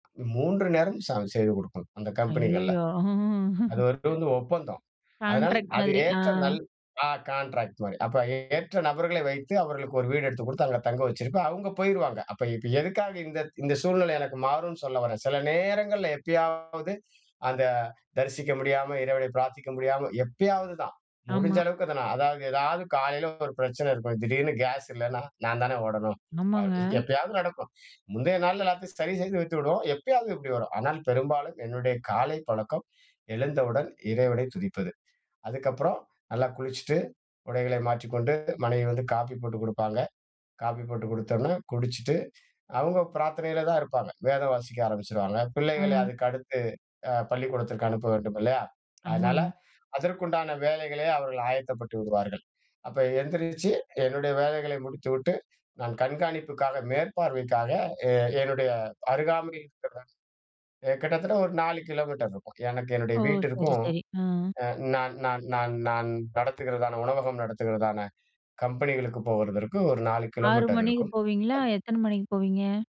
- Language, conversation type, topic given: Tamil, podcast, உங்கள் வீட்டில் காலை வழக்கம் எப்படி இருக்கிறது?
- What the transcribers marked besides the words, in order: chuckle; in English: "கான்ட்ராக்ட்"; in English: "கான்ட்ராக்ட்"